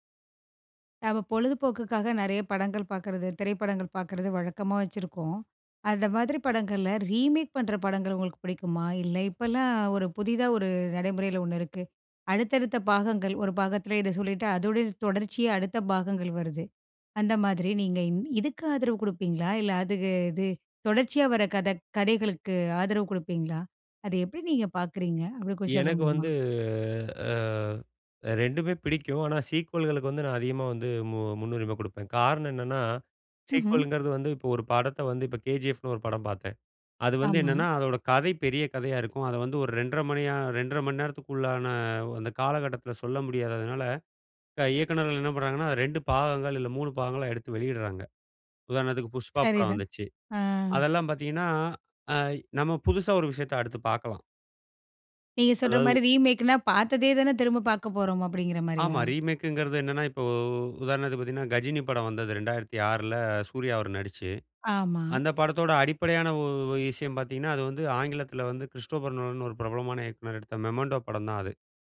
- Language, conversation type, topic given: Tamil, podcast, ரீமேக்குகள், சீக்வெல்களுக்கு நீங்கள் எவ்வளவு ஆதரவு தருவீர்கள்?
- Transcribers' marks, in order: "அந்த" said as "அத"; in English: "ரீமேக்"; other background noise; drawn out: "வந்து"; in English: "சீக்வல்களுக்கு"; in English: "சீக்வல்ங்கிறது"; in English: "ரீமேக்னா"; in English: "ரீமேக்ங்கறது"